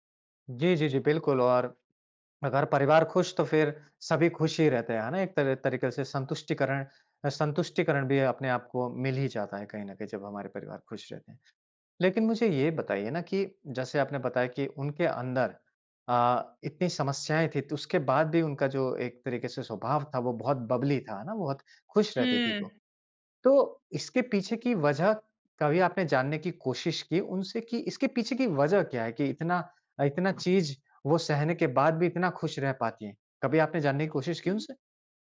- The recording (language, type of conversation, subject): Hindi, podcast, किस अनुभव ने आपकी सोच सबसे ज़्यादा बदली?
- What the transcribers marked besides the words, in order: in English: "बबली"